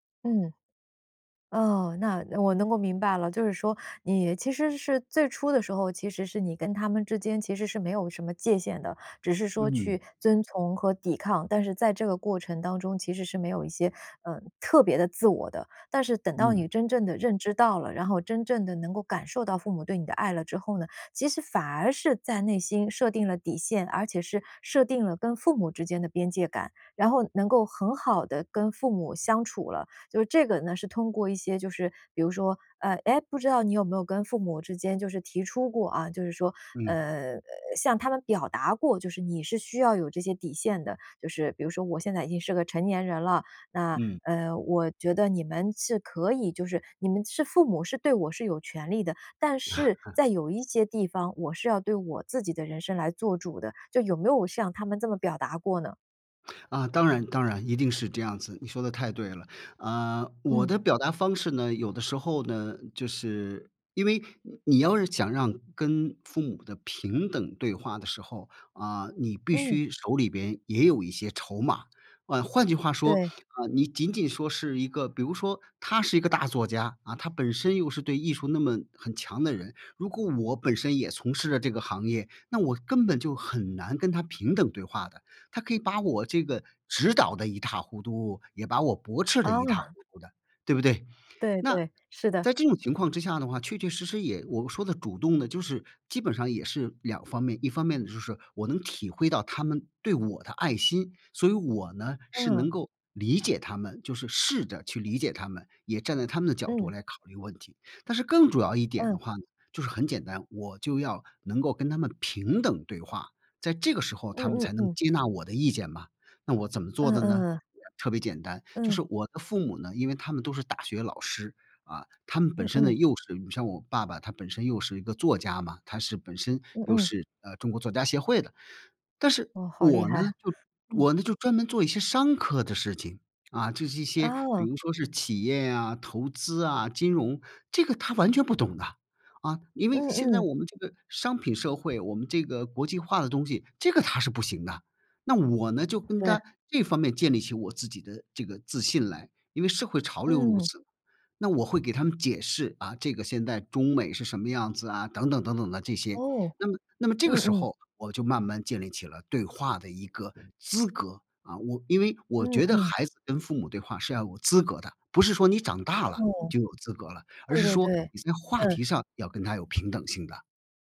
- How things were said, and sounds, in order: laugh; "这么" said as "仄么"; other background noise; "一塌糊涂" said as "一塌糊嘟"; "一塌糊涂" said as "一塌糊嘟"; chuckle; chuckle
- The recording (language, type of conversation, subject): Chinese, podcast, 当父母对你的期望过高时，你会怎么应对？